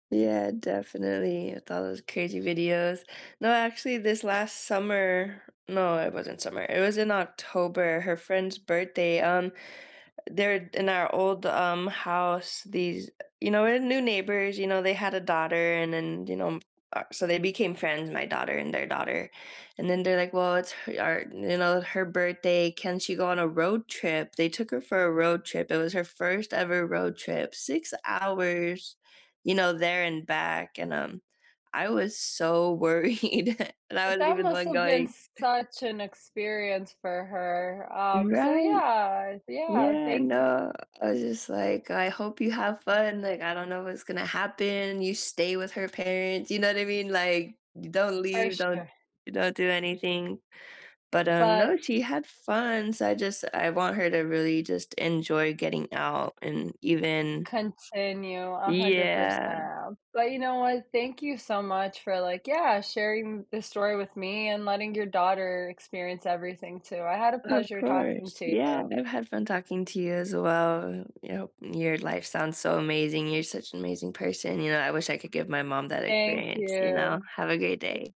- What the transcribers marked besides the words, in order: other background noise; laughing while speaking: "worried"; chuckle; tapping; unintelligible speech
- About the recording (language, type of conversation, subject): English, unstructured, How can you convince someone to travel despite their fears?
- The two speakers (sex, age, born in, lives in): female, 30-34, United States, United States; female, 35-39, United States, United States